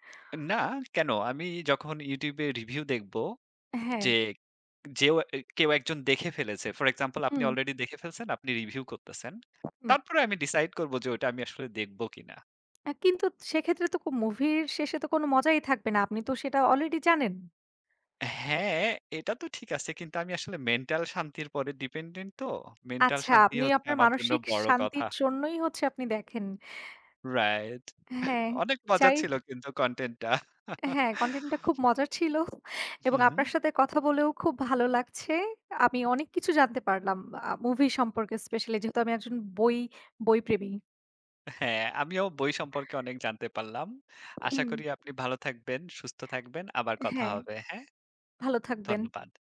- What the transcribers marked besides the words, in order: tapping; other background noise; laughing while speaking: "রাইট। অনেক মজা ছিল কিন্তু কনটেন্টটা"; chuckle
- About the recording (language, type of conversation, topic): Bengali, unstructured, বই পড়া আর সিনেমা দেখার মধ্যে কোনটি আপনার কাছে বেশি আকর্ষণীয়?